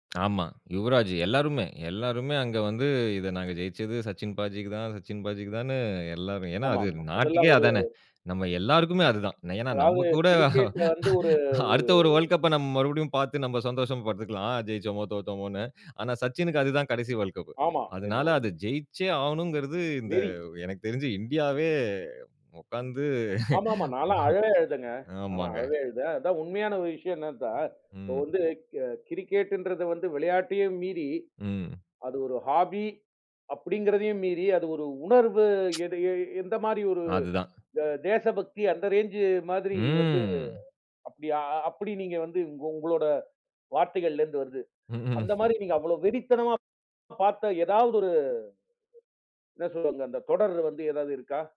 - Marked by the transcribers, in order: tongue click; laughing while speaking: "நம்மகூட அடுத்த ஒரு"; "அழுதேங்க" said as "அழ ஏதெங்க"; chuckle; in English: "ஹாபி"; tsk; in English: "ரேஞ்ச்"; drawn out: "ம்"
- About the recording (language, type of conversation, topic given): Tamil, podcast, இந்தப் பொழுதுபோக்கைத் தொடங்க விரும்பும் ஒருவருக்கு நீங்கள் என்ன ஆலோசனை சொல்வீர்கள்?